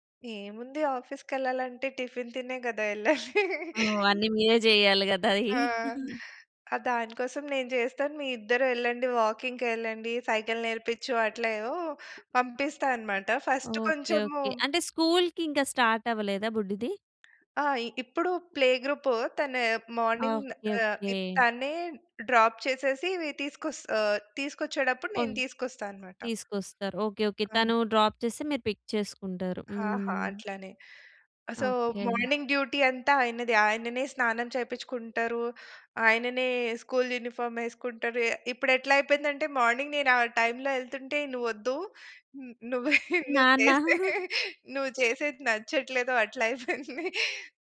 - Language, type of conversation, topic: Telugu, podcast, అందరూ కలిసి పనులను కేటాయించుకోవడానికి మీరు ఎలా చర్చిస్తారు?
- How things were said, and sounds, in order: laugh; tapping; giggle; other background noise; in English: "సైకిల్"; in English: "ఫస్ట్"; in English: "ప్లే గ్రూప్"; in English: "మార్నింగ్"; in English: "డ్రాప్"; in English: "డ్రాప్"; in English: "పిక్"; in English: "సో, మార్నింగ్ డ్యూటీ"; in English: "స్కూల్ యూనిఫార్మ్"; in English: "మార్నింగ్"; laughing while speaking: "నువ్వే, నువ్వు చేసే నువ్వు చేసేది నచ్చట్లేదు అట్లయిపోయింది"; giggle